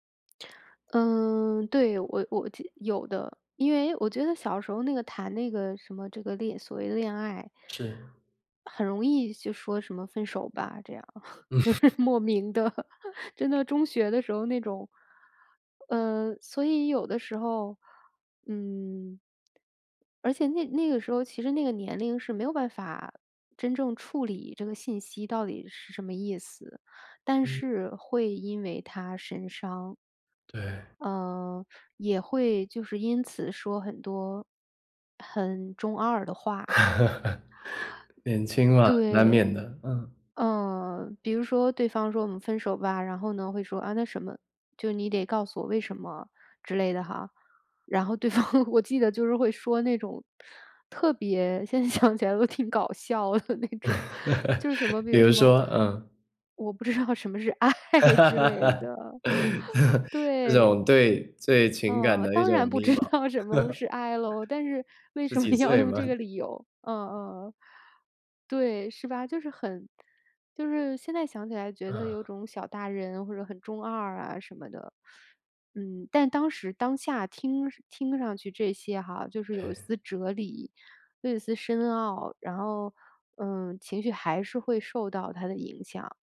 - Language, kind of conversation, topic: Chinese, podcast, 有没有哪一首歌能让你瞬间回到初恋的那一刻？
- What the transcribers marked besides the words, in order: laughing while speaking: "嗯"; laughing while speaking: "就是莫名地"; chuckle; laughing while speaking: "对方 我记得就是会说那种"; laughing while speaking: "想起来都挺搞笑的那种"; chuckle; laughing while speaking: "道什么是爱之类的"; laugh; chuckle; laughing while speaking: "不知道什么是爱咯，但是为什么要用这个理由"; chuckle; laughing while speaking: "十几岁吗？"